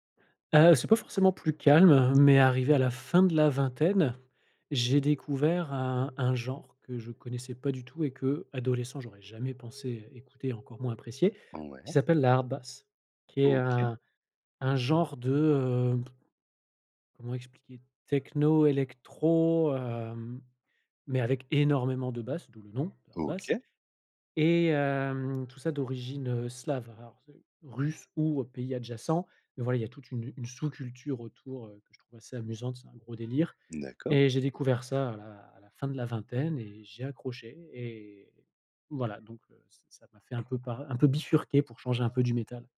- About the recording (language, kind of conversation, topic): French, podcast, Quelle chanson t’a fait découvrir un artiste important pour toi ?
- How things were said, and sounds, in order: unintelligible speech; other background noise; background speech; tapping